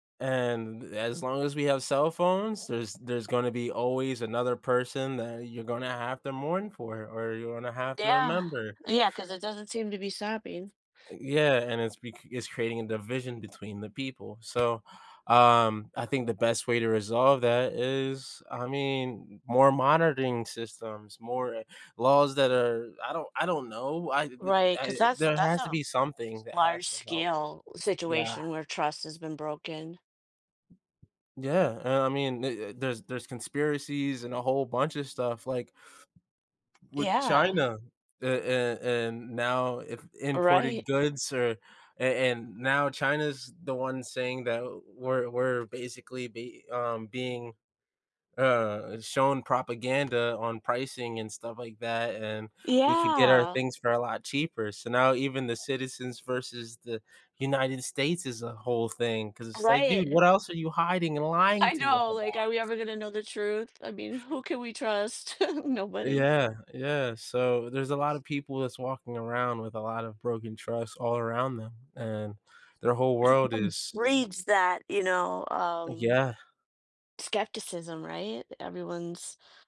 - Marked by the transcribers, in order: other background noise; tapping; drawn out: "Yeah"; chuckle
- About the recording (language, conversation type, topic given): English, unstructured, What steps are most important when trying to rebuild trust in a relationship?
- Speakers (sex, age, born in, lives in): female, 50-54, United States, United States; male, 30-34, United States, United States